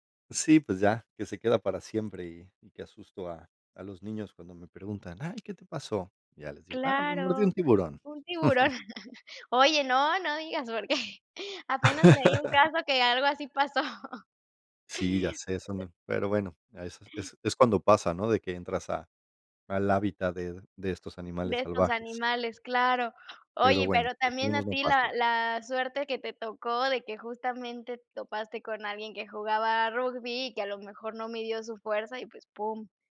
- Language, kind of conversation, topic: Spanish, unstructured, ¿Puedes contar alguna anécdota graciosa relacionada con el deporte?
- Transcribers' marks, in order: chuckle; laughing while speaking: "porque"; chuckle; chuckle